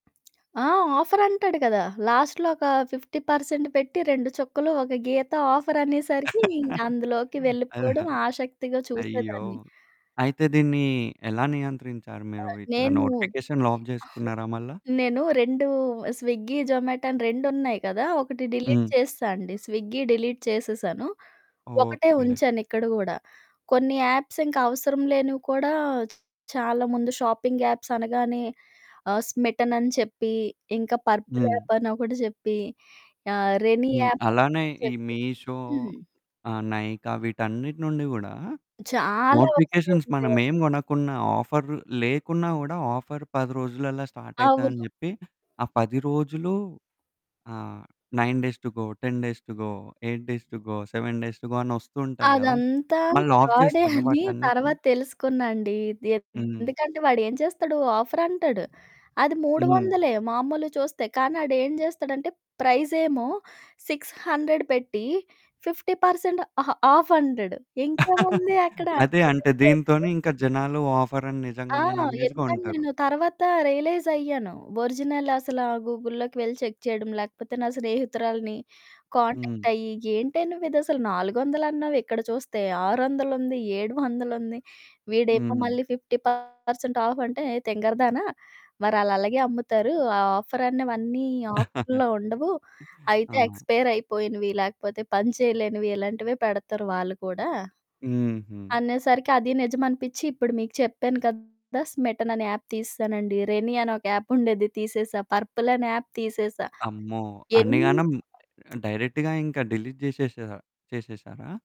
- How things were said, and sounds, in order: other background noise; in English: "లాస్ట్‌లో"; in English: "ఫిఫ్టీ పర్సెంట్"; laugh; in English: "నోటిఫికేషన్ లాక్"; static; chuckle; in English: "స్విగ్గీ, జొమాటో"; in English: "డిలీట్"; in English: "స్విగ్గీ డిలీట్"; in English: "షాపింగ్"; in English: "పర్పుల్"; distorted speech; in English: "మీషో"; in English: "నైకా"; in English: "నోటిఫికేషన్స్"; in English: "ఆఫర్"; in English: "ఆఫర్"; in English: "నైన్ డేస్ టు గో, టెన్ … డేస్ టు గో"; laughing while speaking: "అని"; in English: "సిక్స్ హండ్రెడ్"; in English: "ఫిఫ్టీ పర్సెంట్"; laugh; unintelligible speech; in English: "ఒరిజినల్"; in English: "గూగుల్‌లోకి"; in English: "చెక్"; in English: "ఫిఫ్టీ పర్సెంట్"; chuckle; in English: "యాప్"; in English: "రెనీ"; in English: "పర్పుల్"; in English: "యాప్"; in English: "డైరెక్ట్‌గా"; tapping; in English: "డిలీట్"
- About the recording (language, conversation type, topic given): Telugu, podcast, మీ దృష్టి నిలకడగా ఉండేందుకు మీరు నోటిఫికేషన్లను ఎలా నియంత్రిస్తారు?